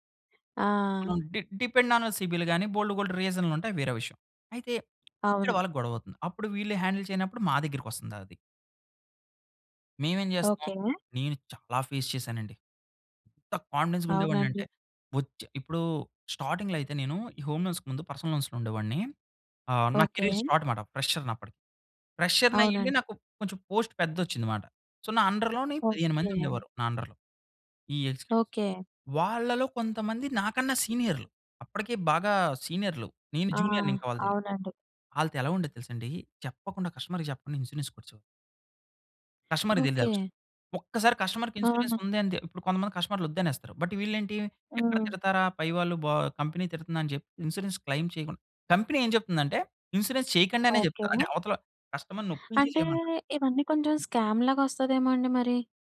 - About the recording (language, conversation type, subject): Telugu, podcast, రోజువారీ ఆత్మవిశ్వాసం పెంచే చిన్న అలవాట్లు ఏవి?
- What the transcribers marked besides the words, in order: other background noise; other noise; in English: "డిపెండ్ ఆన్ సిబిల్"; tapping; in English: "హాండిల్"; in English: "ఫేస్"; stressed: "ఎంత"; in English: "కాన్ఫిడెన్స్‌గా"; in English: "స్టార్టింగ్‌లో"; in English: "హోమ్ లోన్స్‌కి"; in English: "పర్సనల్ లోన్స్‌లో"; in English: "కేరియర్ స్టార్ట్"; in English: "ఫ్రెషర్‌ని"; in English: "ప్రెషర్‌ని"; in English: "పోస్ట్"; in English: "సో"; in English: "అండర్‌లోని"; in English: "అండర్‌లో"; in English: "ఎగ్జిక్యూటివ్స్"; in English: "కస్టమర్‌కి"; in English: "ఇన్సూరెన్స్"; in English: "కస్టమర్‌కి ఇన్స్యూరెన్స్"; in English: "బట్"; in English: "బా కంపెనీ"; in English: "ఇన్స్యూరెన్స్ క్లెయిం"; in English: "ఇన్స్యూరెన్స్"; in English: "కస్టమర్‌ని"; in English: "స్కామ్‌లాగా"